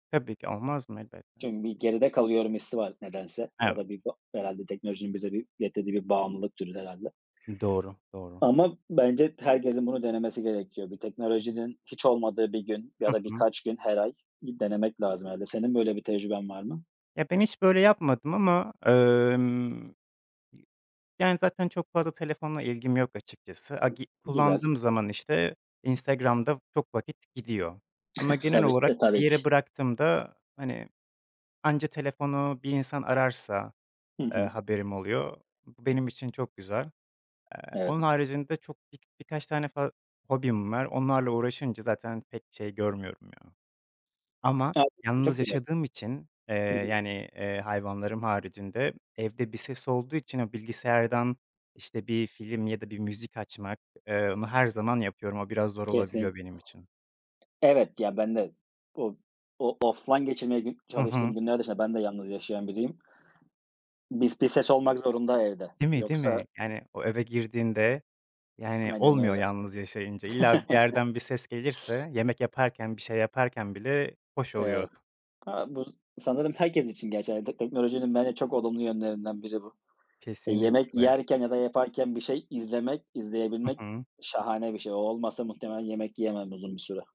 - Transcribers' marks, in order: other background noise; tapping; in English: "offline"; chuckle
- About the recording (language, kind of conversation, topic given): Turkish, unstructured, Teknoloji günlük hayatını kolaylaştırıyor mu, yoksa zorlaştırıyor mu?